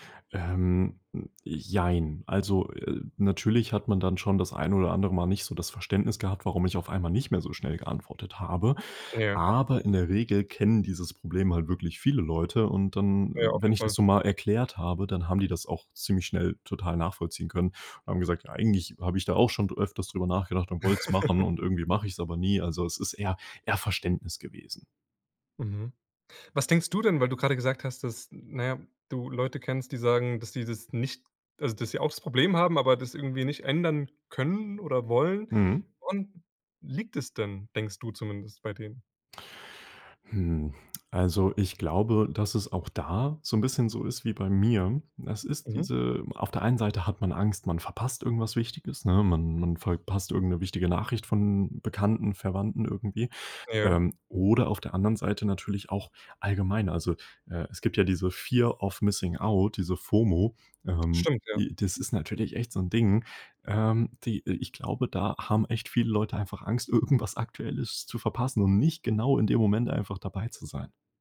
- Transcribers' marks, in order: other noise; laugh; in English: "Fear of Missing Out"; laughing while speaking: "irgendwas"; stressed: "nicht"
- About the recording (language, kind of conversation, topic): German, podcast, Wie gehst du mit ständigen Benachrichtigungen um?